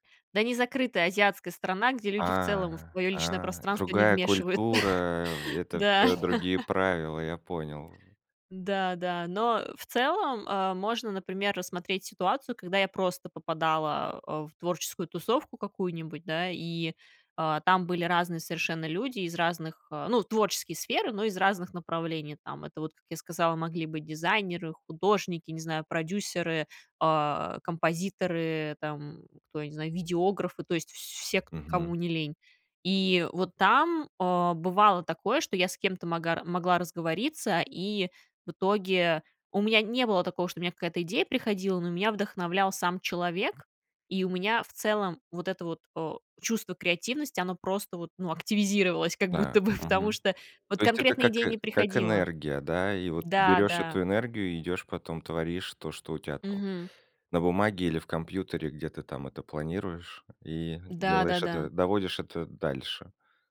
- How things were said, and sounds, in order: laughing while speaking: "вмешиваются"; chuckle; laughing while speaking: "бы"
- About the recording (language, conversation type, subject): Russian, podcast, Как общение с людьми подстёгивает твою креативность?